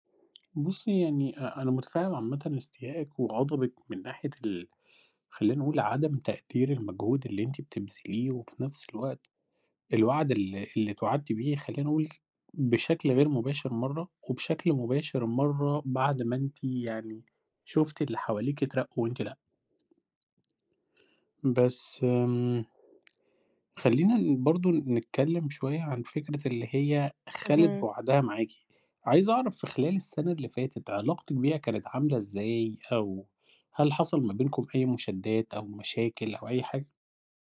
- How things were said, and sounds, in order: tapping
- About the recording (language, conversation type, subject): Arabic, advice, ازاي أتفاوض على زيادة في المرتب بعد سنين من غير ترقية؟